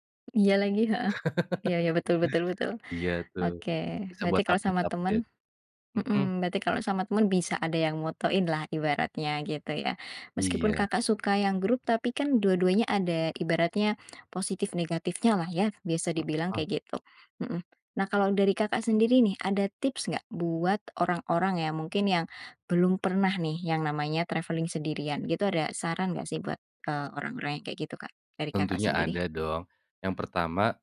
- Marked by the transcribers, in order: other background noise; chuckle; in English: "update-update"; in English: "traveling"; tapping
- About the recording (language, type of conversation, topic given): Indonesian, podcast, Apa saranmu untuk orang yang ingin bepergian sendirian?